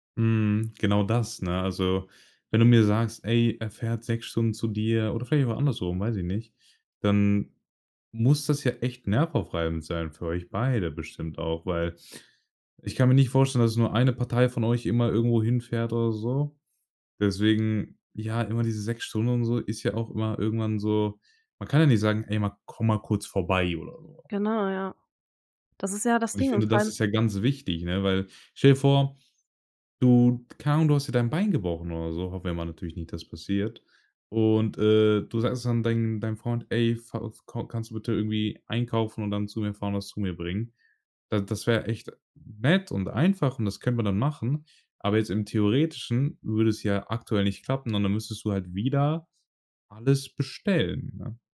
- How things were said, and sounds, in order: none
- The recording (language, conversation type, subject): German, podcast, Wie entscheidest du, ob du in deiner Stadt bleiben willst?